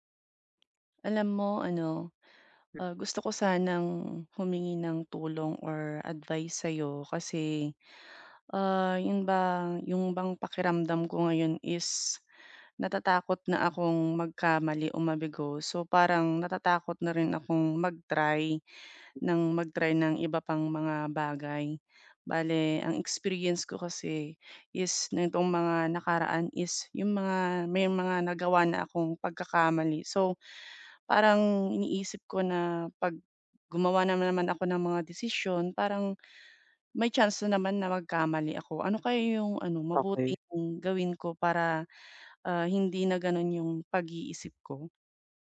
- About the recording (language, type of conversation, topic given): Filipino, advice, Paano mo haharapin ang takot na magkamali o mabigo?
- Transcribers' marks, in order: other background noise